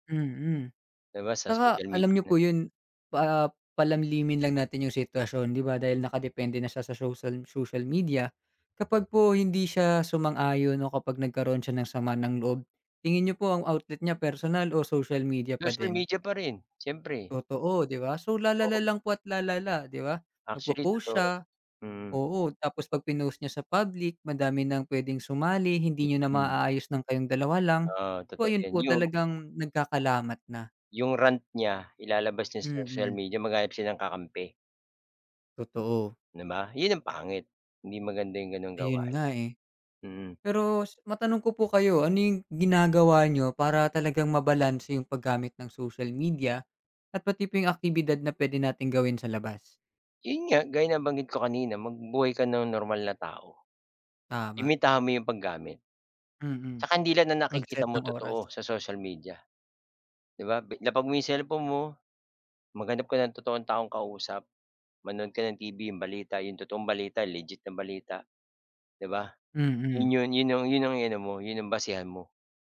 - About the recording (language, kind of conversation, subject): Filipino, unstructured, Ano ang palagay mo sa labis na paggamit ng midyang panlipunan bilang libangan?
- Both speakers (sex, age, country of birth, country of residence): male, 20-24, Philippines, Philippines; male, 50-54, Philippines, Philippines
- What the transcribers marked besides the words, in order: tapping; other background noise